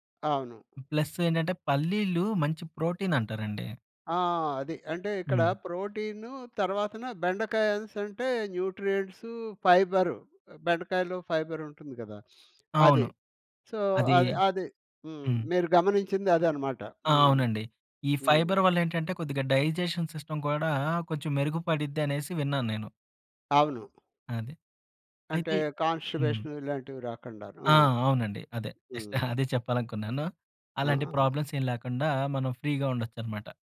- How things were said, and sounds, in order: sniff; in English: "సో"; in English: "ఫైబర్"; in English: "డైజెషన్ సిస్టమ్"; in English: "కాన్‌స్టిపేషన్"; in English: "జస్ట్"; giggle; in English: "ప్రాబ్లమ్స్"; in English: "ఫ్రీగా"
- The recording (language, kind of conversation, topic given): Telugu, podcast, చిన్నప్పటి నుంచి నీకు ఇష్టమైన వంటకం ఏది?